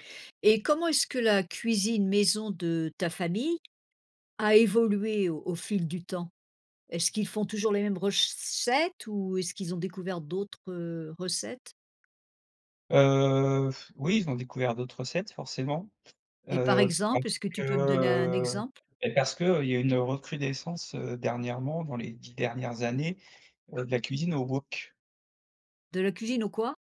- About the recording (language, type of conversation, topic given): French, podcast, Qu’est-ce qui te plaît dans la cuisine maison ?
- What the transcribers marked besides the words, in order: "recettes" said as "rechcettes"; blowing; other background noise